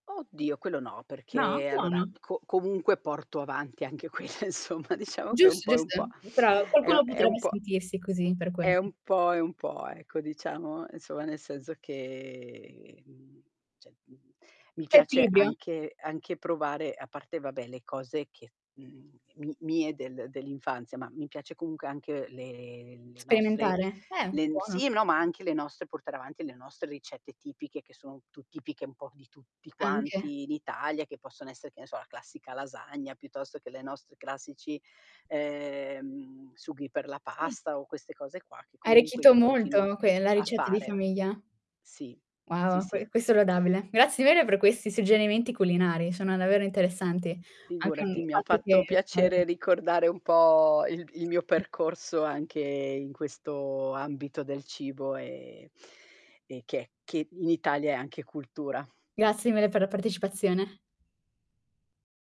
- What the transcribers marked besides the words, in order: static; laughing while speaking: "quella, insomma"; distorted speech; "insomma" said as "inzomma"; drawn out: "che"; "cioè" said as "ceh"; tapping; "comunque" said as "comunche"; other background noise; "arricchito" said as "ricchito"; unintelligible speech
- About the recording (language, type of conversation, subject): Italian, podcast, Che ruolo ha il cibo nella tua identità culturale?